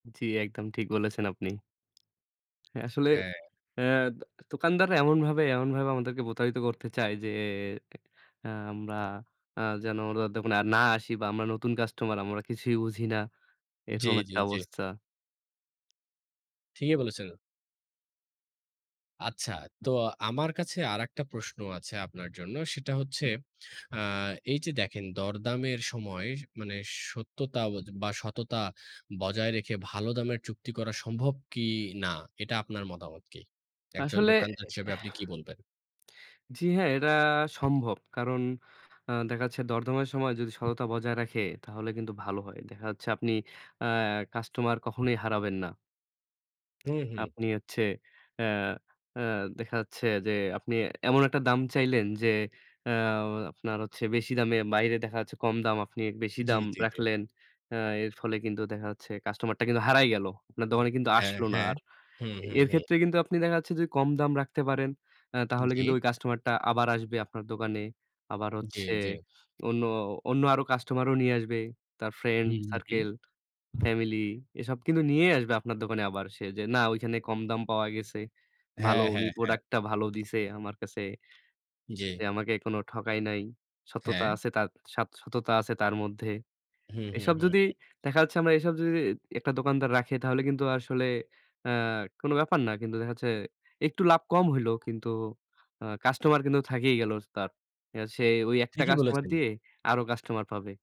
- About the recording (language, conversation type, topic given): Bengali, unstructured, আপনি কি মনে করেন দরদাম করার সময় মানুষ প্রায়ই অসৎ হয়ে পড়ে?
- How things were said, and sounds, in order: tapping; "প্রতারিত" said as "বতারিত"; lip smack; other background noise